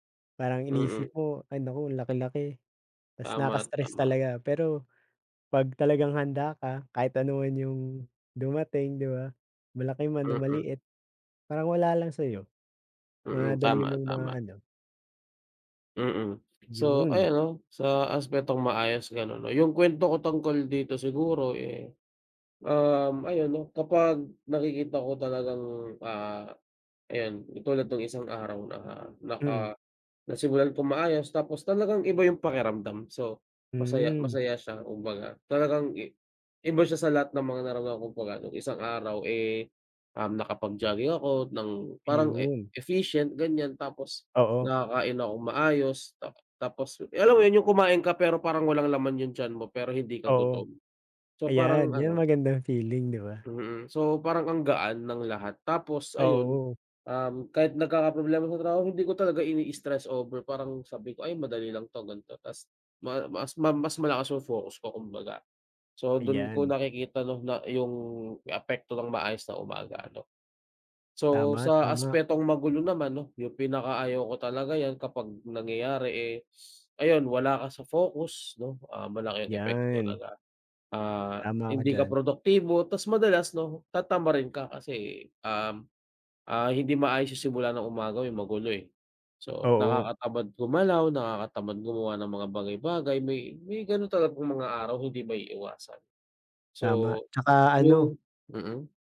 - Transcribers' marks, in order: other background noise; tapping; unintelligible speech
- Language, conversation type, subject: Filipino, unstructured, Ano ang paborito mong gawin tuwing umaga para maging masigla?